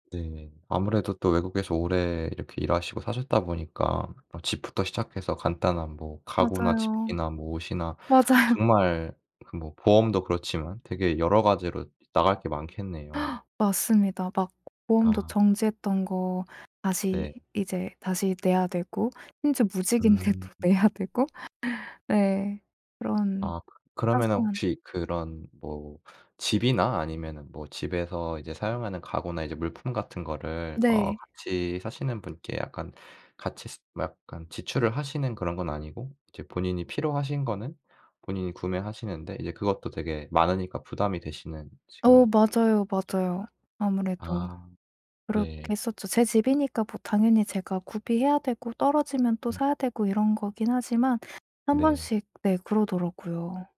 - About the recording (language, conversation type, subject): Korean, advice, 재정 걱정 때문에 계속 불안하고 걱정이 많은데 어떻게 해야 하나요?
- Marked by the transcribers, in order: other background noise; laughing while speaking: "맞아요"; gasp; tapping; laughing while speaking: "무직인데도 내야 되고"; unintelligible speech